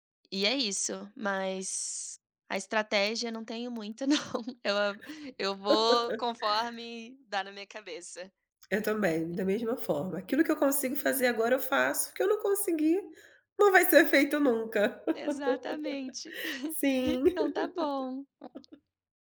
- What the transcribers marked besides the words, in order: laugh; laughing while speaking: "não"; other background noise; chuckle; laugh; tapping; laugh
- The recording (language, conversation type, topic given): Portuguese, unstructured, Qual é a sua receita favorita para um jantar rápido e saudável?